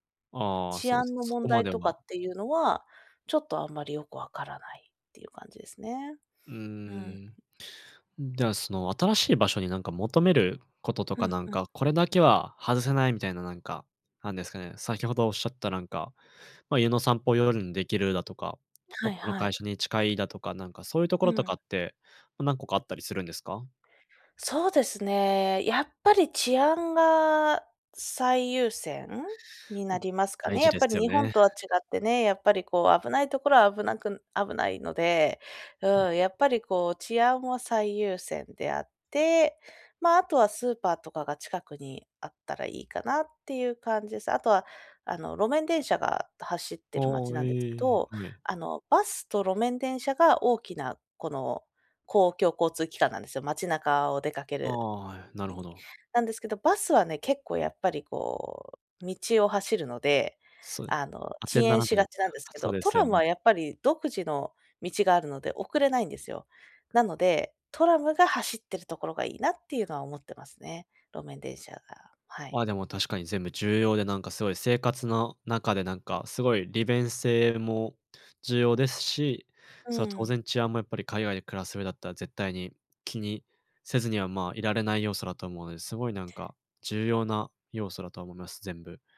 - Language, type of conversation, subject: Japanese, advice, 引っ越して生活をリセットするべきか迷っていますが、どう考えればいいですか？
- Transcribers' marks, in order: none